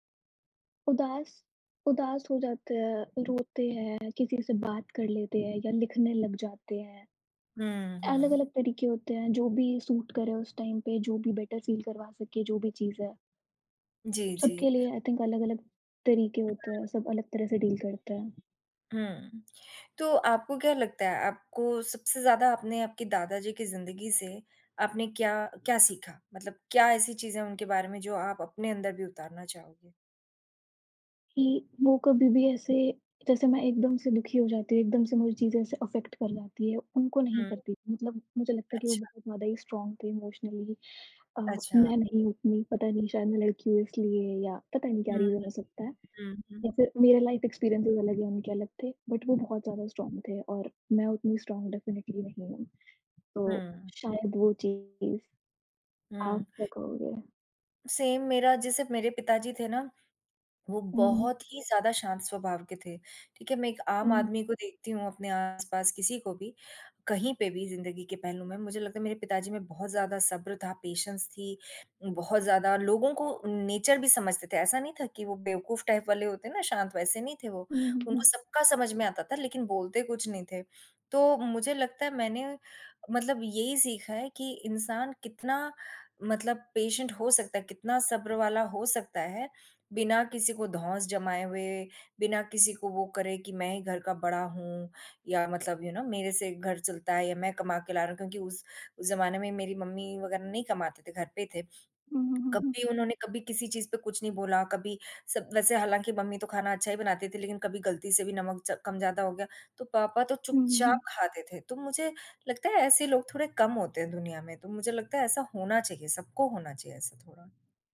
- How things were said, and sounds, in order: other background noise; in English: "सूट"; in English: "टाइम"; in English: "बेटर फ़ील"; in English: "आई थिंक"; other noise; in English: "डील"; tapping; in English: "अफेक्ट"; in English: "स्ट्रॉन्ग"; in English: "इमोशनली"; in English: "रीजन"; horn; in English: "लाइफ़ एक्सपीरियंसेस"; in English: "बट"; in English: "स्ट्रॉन्ग"; in English: "स्ट्रॉन्ग डेफ़िनेटली"; unintelligible speech; in English: "सेम"; in English: "पेशेंस"; in English: "नेचर"; in English: "टाइप"; in English: "पेशेंट"; in English: "यू नो"
- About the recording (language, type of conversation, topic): Hindi, unstructured, जिस इंसान को आपने खोया है, उसने आपको क्या सिखाया?
- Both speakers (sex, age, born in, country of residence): female, 20-24, India, India; female, 50-54, India, United States